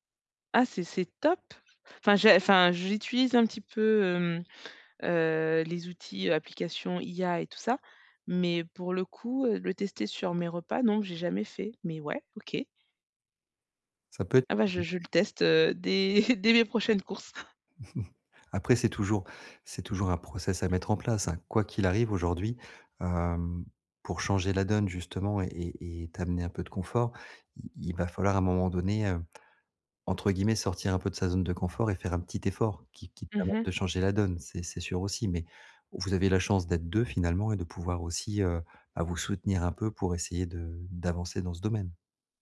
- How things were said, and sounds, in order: "j'utilise" said as "jitullise"; tapping; chuckle
- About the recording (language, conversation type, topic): French, advice, Comment planifier mes repas quand ma semaine est surchargée ?